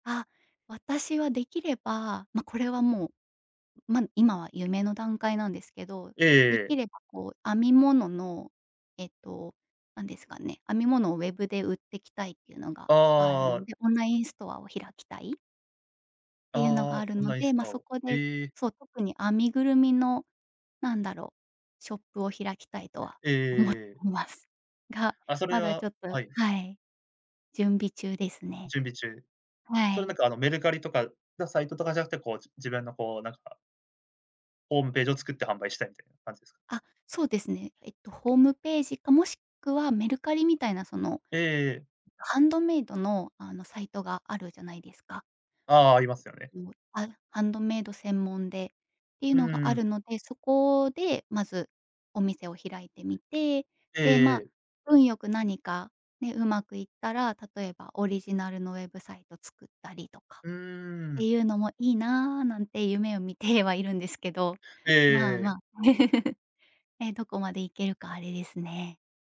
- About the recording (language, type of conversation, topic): Japanese, podcast, 最近ハマっている趣味について話してくれますか？
- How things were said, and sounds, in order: laughing while speaking: "思ってます"; other background noise; tapping; laughing while speaking: "見ては"; laugh